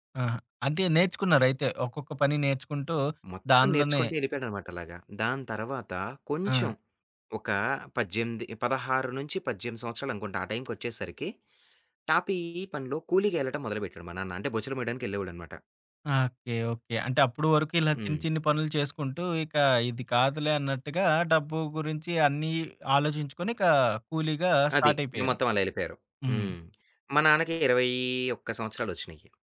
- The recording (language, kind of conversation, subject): Telugu, podcast, మీ కుటుంబ వలస కథను ఎలా చెప్పుకుంటారు?
- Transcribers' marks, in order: none